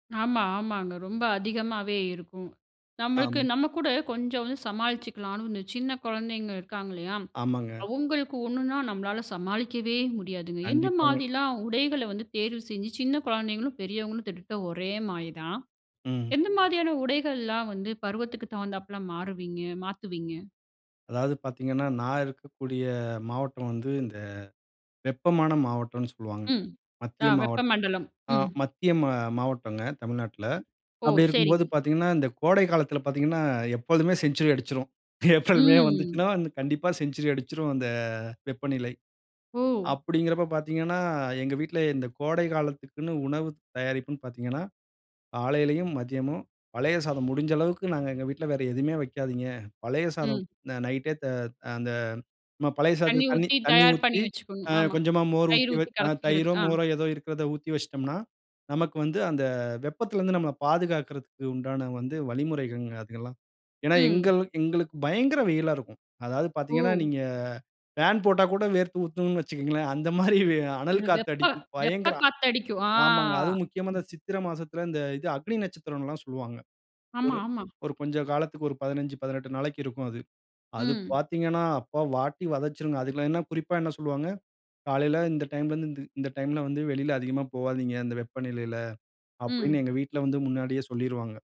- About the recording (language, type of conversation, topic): Tamil, podcast, குடும்பத்துடன் பருவ மாற்றங்களை நீங்கள் எப்படி அனுபவிக்கிறீர்கள்?
- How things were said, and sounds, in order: "கிட்டத்தட்ட" said as "திட்ட தட்ட"; "மாரி" said as "மாயி"; other noise; in English: "செஞ்சுரி"; laughing while speaking: "ஏப்ரல், மே வந்துச்சுன்னா"; laughing while speaking: "அந்தமாரி"